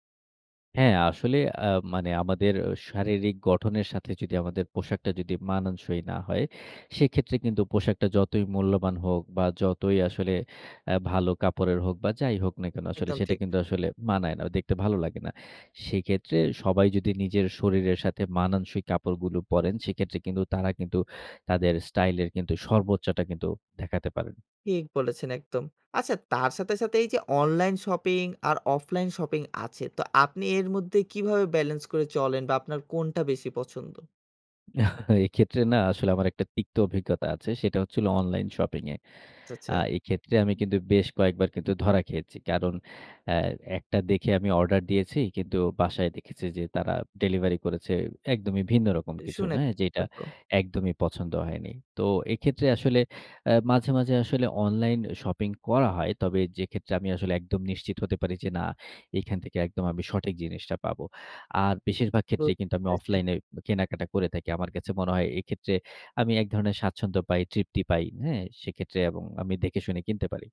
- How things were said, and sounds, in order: chuckle; unintelligible speech; unintelligible speech
- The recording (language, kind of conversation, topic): Bengali, podcast, বাজেটের মধ্যে স্টাইল বজায় রাখার আপনার কৌশল কী?